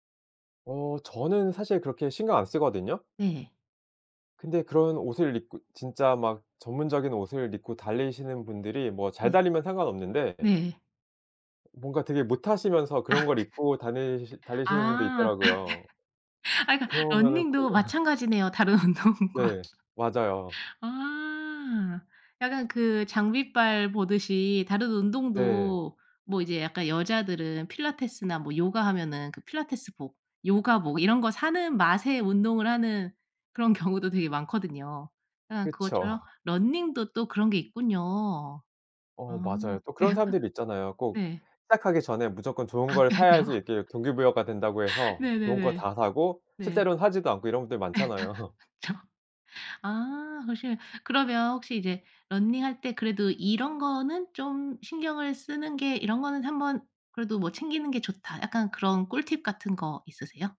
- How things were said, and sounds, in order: laughing while speaking: "아"; laugh; laughing while speaking: "다른 운동과"; laugh; tapping; laughing while speaking: "경우도"; laughing while speaking: "네"; unintelligible speech; laugh; laugh; laughing while speaking: "많잖아요"; laughing while speaking: "저"
- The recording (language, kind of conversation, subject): Korean, podcast, 규칙적으로 운동하는 습관은 어떻게 만들었어요?